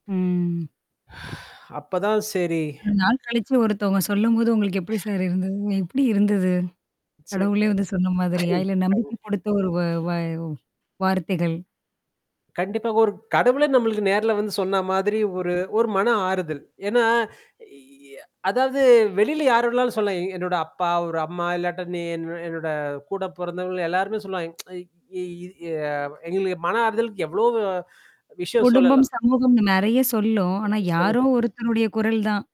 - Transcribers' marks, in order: other background noise; inhale; static; distorted speech; unintelligible speech; tapping; tsk
- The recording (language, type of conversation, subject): Tamil, podcast, மன்னிப்பை முதலில் தன்னிடமிருந்து தொடங்க முடியுமா?